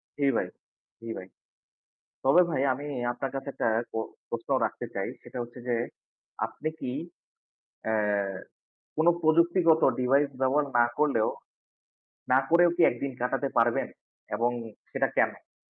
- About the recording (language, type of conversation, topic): Bengali, unstructured, তুমি কি মনে করো প্রযুক্তি আমাদের জীবনে কেমন প্রভাব ফেলে?
- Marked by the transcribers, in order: static